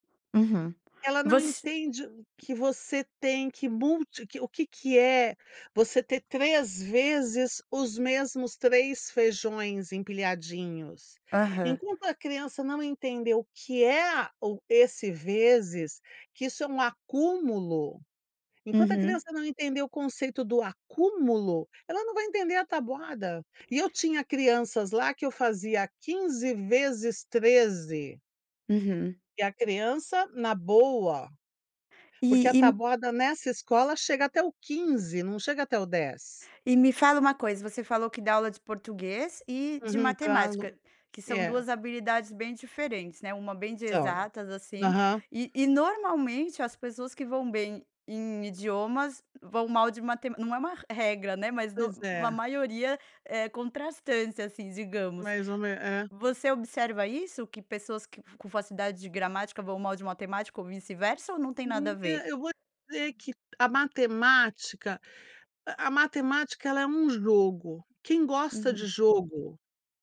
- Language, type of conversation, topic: Portuguese, podcast, Como os professores podem ajudar os alunos quando eles falham?
- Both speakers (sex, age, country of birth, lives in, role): female, 40-44, Brazil, United States, host; female, 60-64, Brazil, United States, guest
- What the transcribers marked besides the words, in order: other background noise; tapping